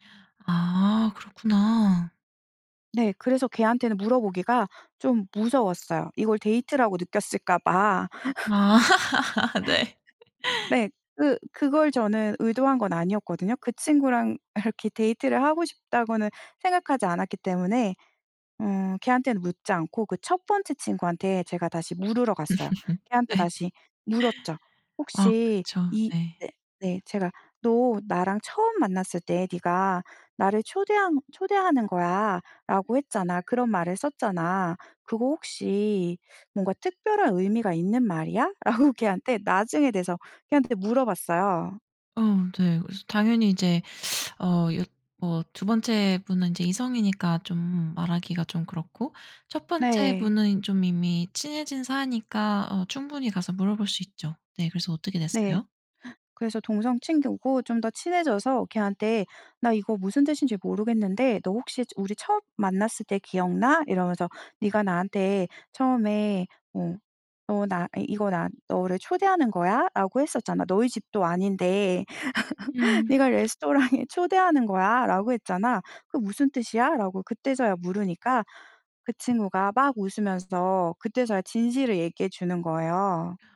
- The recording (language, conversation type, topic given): Korean, podcast, 문화 차이 때문에 어색했던 순간을 이야기해 주실래요?
- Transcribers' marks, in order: laugh; tapping; laugh; laughing while speaking: "이렇게"; laugh; laughing while speaking: "네"; laughing while speaking: "라고"; teeth sucking; laugh; laughing while speaking: "레스토랑에"